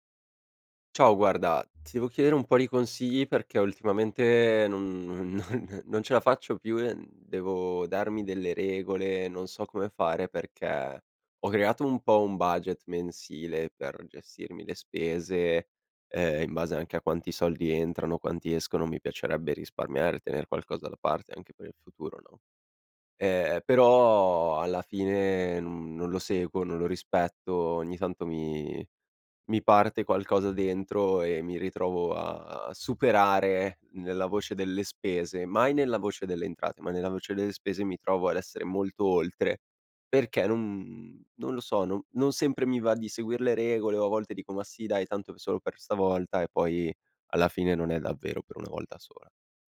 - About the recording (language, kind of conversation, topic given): Italian, advice, Come posso rispettare un budget mensile senza sforarlo?
- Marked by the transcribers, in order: tapping; laughing while speaking: "non"